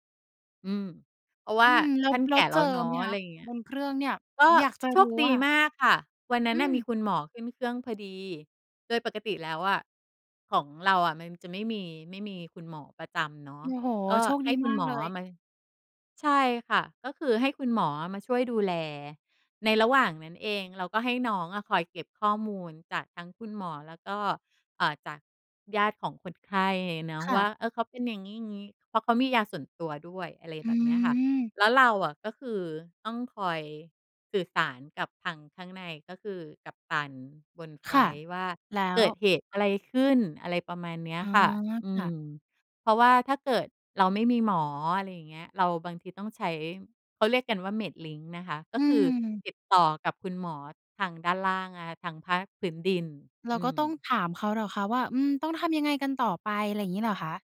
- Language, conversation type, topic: Thai, podcast, เล่าประสบการณ์การทำงานเป็นทีมที่คุณภูมิใจหน่อยได้ไหม?
- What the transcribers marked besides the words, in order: none